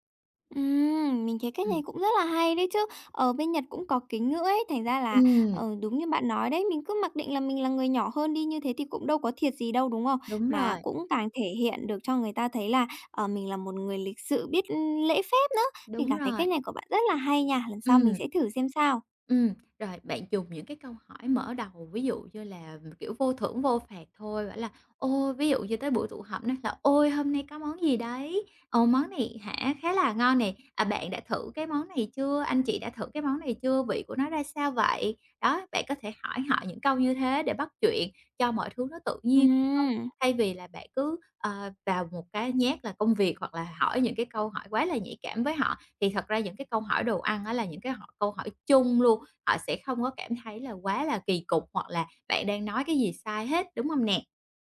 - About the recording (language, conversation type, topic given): Vietnamese, advice, Làm sao để tôi dễ hòa nhập hơn khi tham gia buổi gặp mặt?
- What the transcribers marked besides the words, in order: none